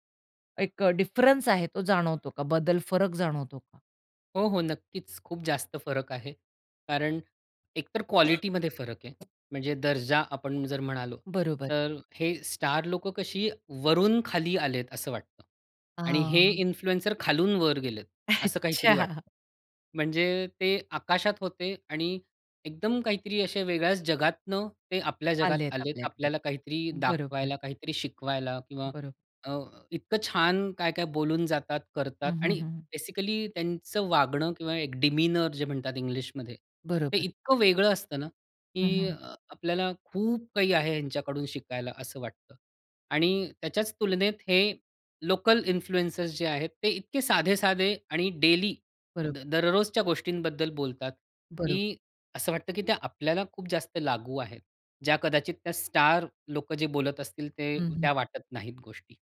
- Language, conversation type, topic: Marathi, podcast, लोकल इन्फ्लुएंसर आणि ग्लोबल स्टारमध्ये फरक कसा वाटतो?
- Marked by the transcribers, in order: in English: "डिफरन्स"; other background noise; cough; in English: "इन्फ्लुएन्सर"; laughing while speaking: "अच्छा"; in English: "बेसिकली"; in English: "डिमीनर"; in English: "इन्फ्लुएंसर्स"; in English: "डेली"